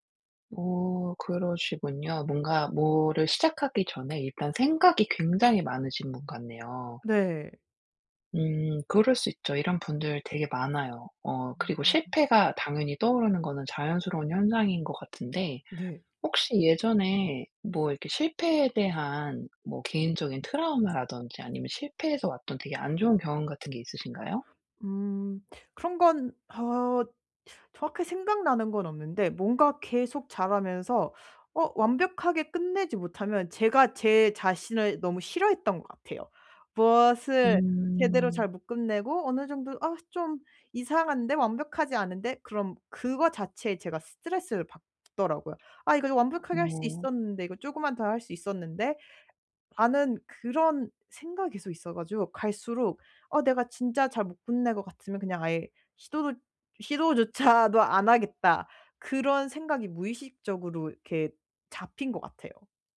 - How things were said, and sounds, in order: tapping; other background noise; unintelligible speech
- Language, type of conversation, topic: Korean, advice, 어떻게 하면 실패가 두렵지 않게 새로운 도전을 시도할 수 있을까요?